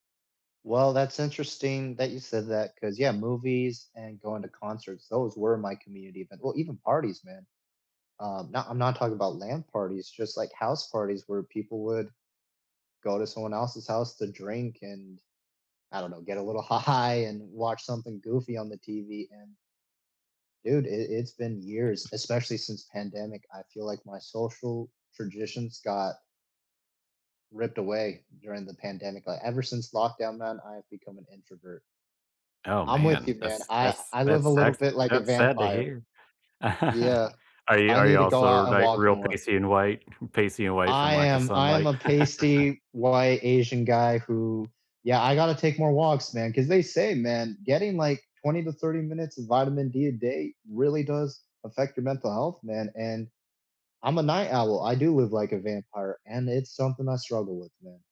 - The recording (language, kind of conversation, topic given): English, unstructured, What role does tradition play in your daily life?
- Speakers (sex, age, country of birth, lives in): male, 30-34, United States, United States; male, 35-39, United States, United States
- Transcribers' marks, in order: laughing while speaking: "high"; chuckle; tapping; laugh